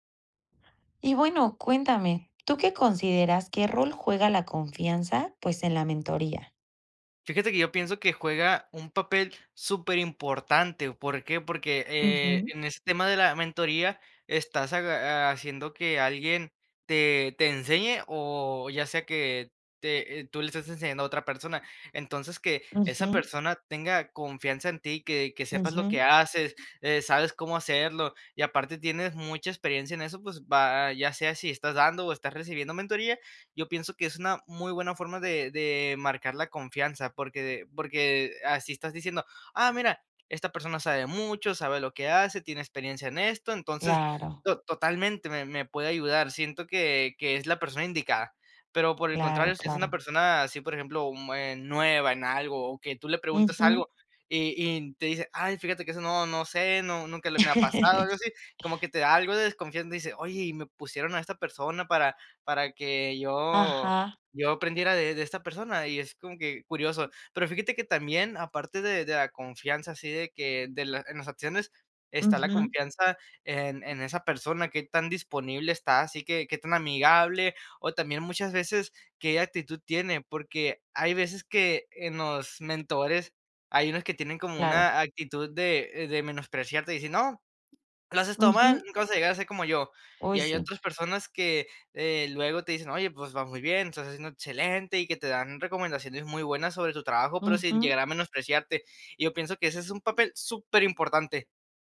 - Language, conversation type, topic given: Spanish, podcast, ¿Qué papel juega la confianza en una relación de mentoría?
- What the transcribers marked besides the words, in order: tapping; chuckle